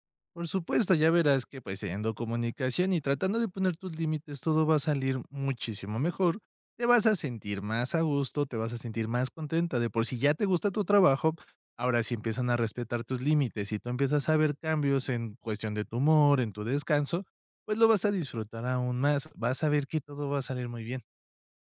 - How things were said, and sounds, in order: none
- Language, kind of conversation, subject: Spanish, advice, ¿De qué manera estoy descuidando mi salud por enfocarme demasiado en el trabajo?